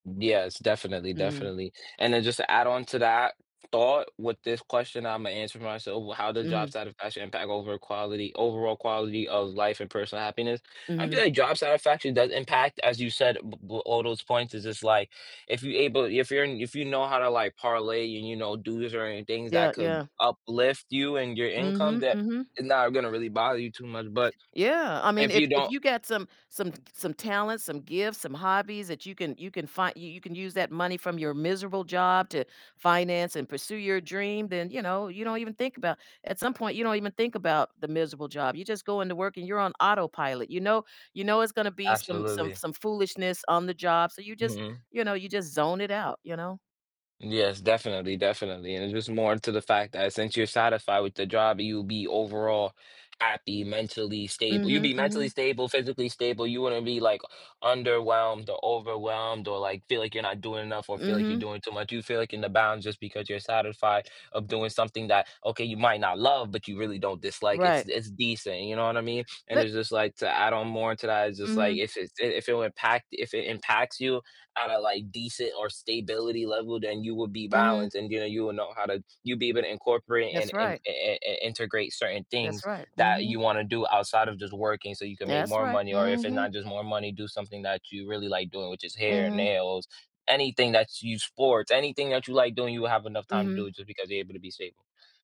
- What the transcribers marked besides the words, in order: other background noise; "stability" said as "staybility"
- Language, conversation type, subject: English, unstructured, How do you decide between pursuing a career for passion or for financial security?